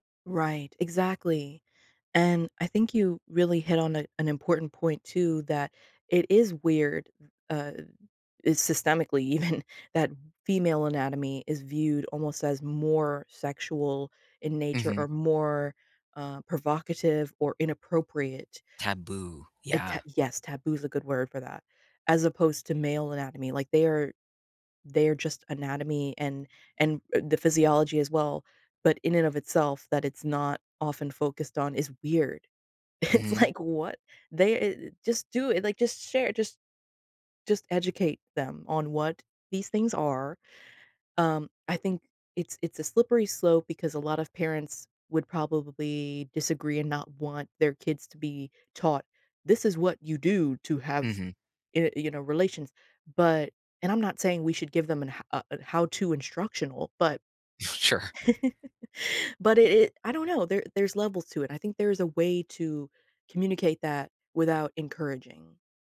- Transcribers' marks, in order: laughing while speaking: "even"; laughing while speaking: "It's like"; laughing while speaking: "Sure"; chuckle
- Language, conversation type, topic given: English, unstructured, What health skills should I learn in school to help me later?